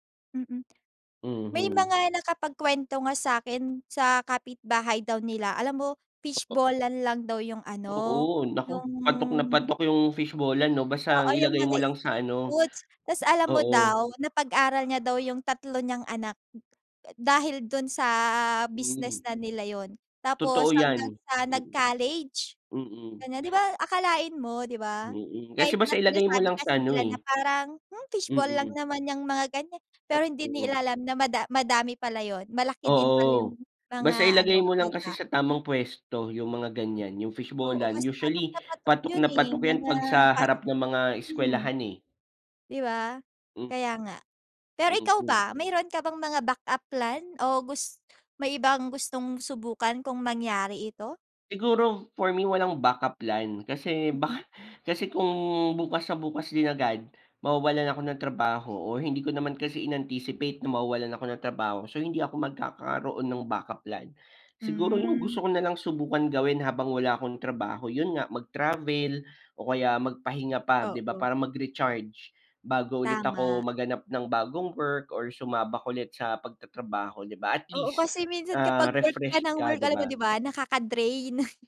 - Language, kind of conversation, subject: Filipino, unstructured, Ano ang gagawin mo kung bigla kang mawalan ng trabaho bukas?
- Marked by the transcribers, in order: bird; chuckle